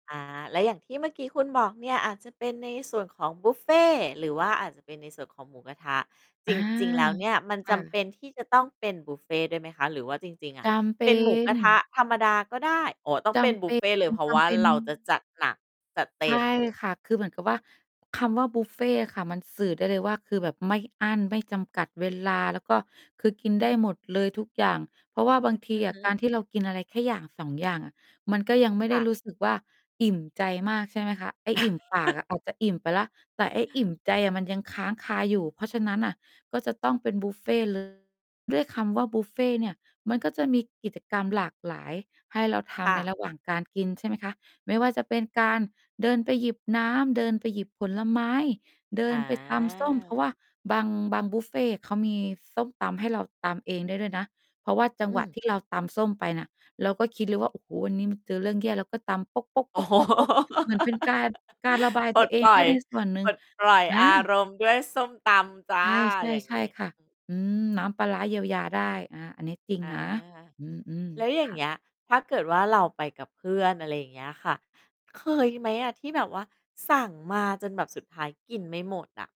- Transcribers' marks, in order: distorted speech; static; laugh; tapping; drawn out: "อา"; laughing while speaking: "โอ้โฮ"; laugh
- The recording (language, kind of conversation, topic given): Thai, podcast, อาหารแบบไหนที่ช่วยเยียวยาใจคุณได้หลังจากวันที่แย่ๆ?